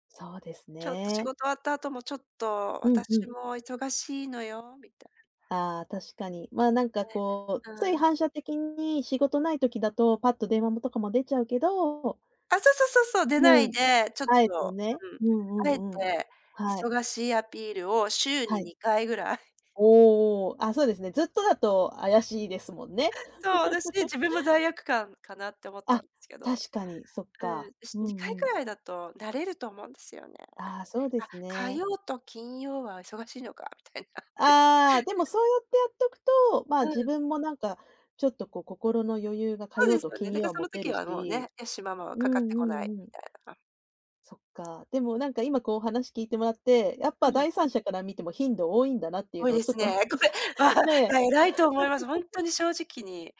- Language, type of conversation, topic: Japanese, advice, 境界線を守れず頼まれごとを断れないために疲れ切ってしまうのはなぜですか？
- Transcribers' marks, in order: giggle; laughing while speaking: "みたいなね"; chuckle; tapping; laugh